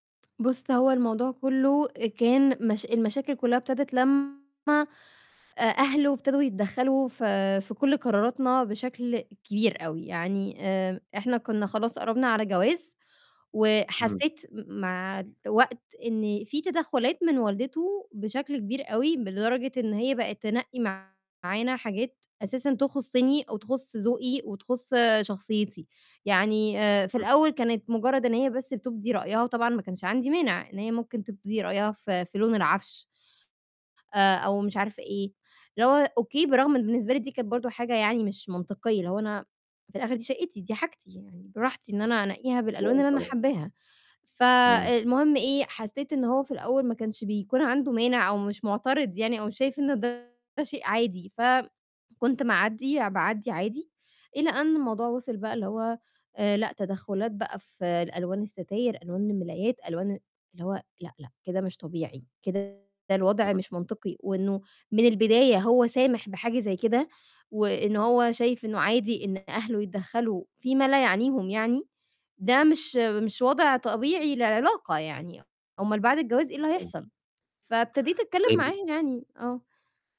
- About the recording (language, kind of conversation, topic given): Arabic, advice, إزاي أقدر أبدأ علاقة جديدة بعد ما فقدت حد قريب، وأتكلم بصراحة ووضوح مع الشخص اللي بتعرّف عليه؟
- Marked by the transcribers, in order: distorted speech; static; unintelligible speech